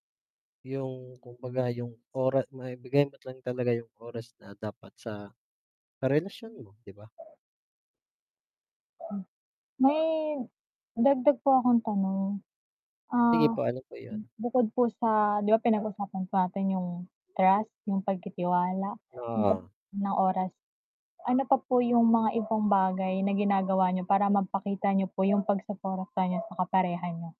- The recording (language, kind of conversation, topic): Filipino, unstructured, Paano mo sinusuportahan ang kapareha mo sa mga hamon sa buhay?
- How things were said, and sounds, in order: mechanical hum; static; dog barking; distorted speech